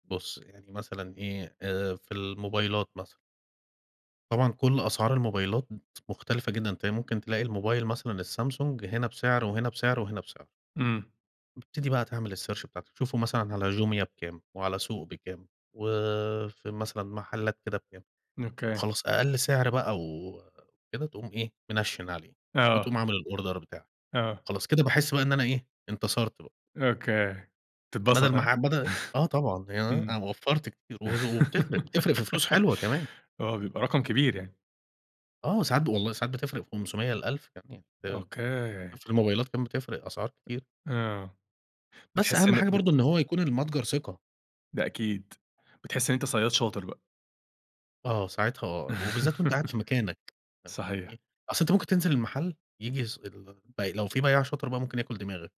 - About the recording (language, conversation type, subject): Arabic, podcast, إيه رأيك في التسوّق الإلكتروني مقارنة بالمحلات التقليدية؟
- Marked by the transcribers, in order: in English: "الsearch"; in English: "الأوردر"; chuckle; other noise; laugh; unintelligible speech; tapping; laugh